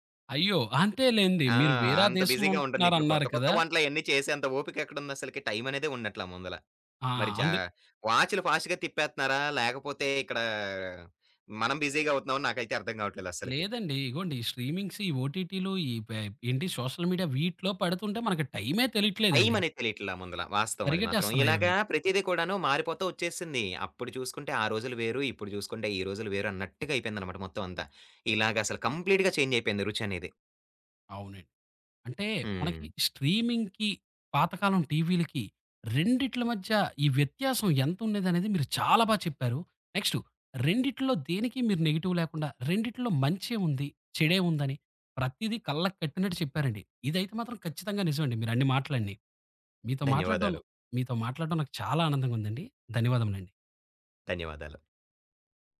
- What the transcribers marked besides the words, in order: in English: "బిజీగా"; in English: "ఫాస్ట్‌గా"; in English: "స్ట్రీమింగ్స్"; in English: "సోషల్ మీడియా"; in English: "కంప్లీట్‌గా"; in English: "స్ట్రీమింగ్‌కి"; in English: "నెగెటివ్"
- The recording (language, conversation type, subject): Telugu, podcast, స్ట్రీమింగ్ యుగంలో మీ అభిరుచిలో ఎలాంటి మార్పు వచ్చింది?